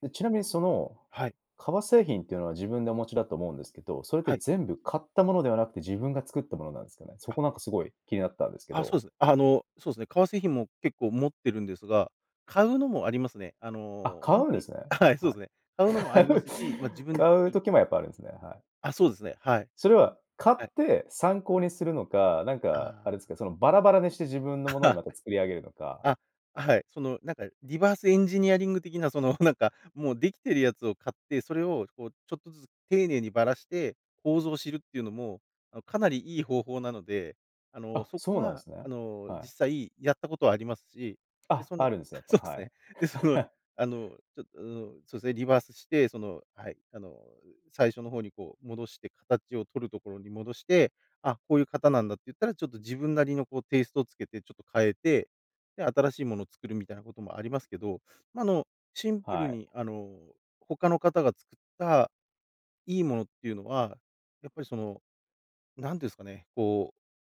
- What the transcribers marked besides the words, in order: laughing while speaking: "はい"; laughing while speaking: "買う？"; other noise; laugh; laughing while speaking: "その"; laughing while speaking: "そうっすね。で、その"; chuckle
- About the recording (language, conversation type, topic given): Japanese, podcast, 最近、ワクワクした学びは何ですか？